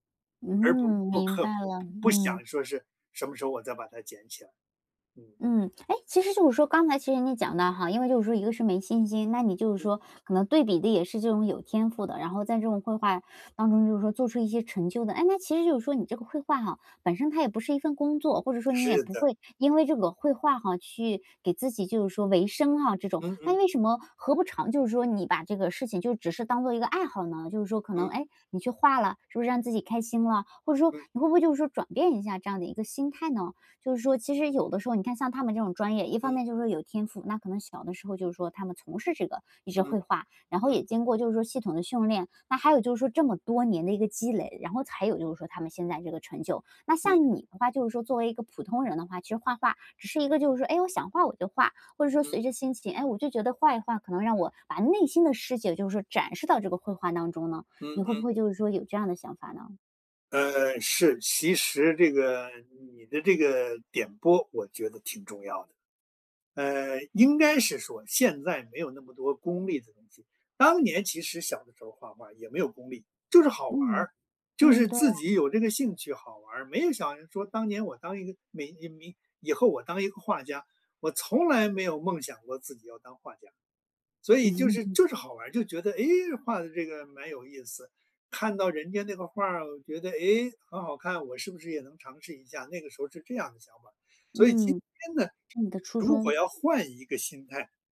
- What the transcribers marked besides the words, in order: unintelligible speech; chuckle
- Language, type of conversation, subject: Chinese, podcast, 是什么原因让你没能继续以前的爱好？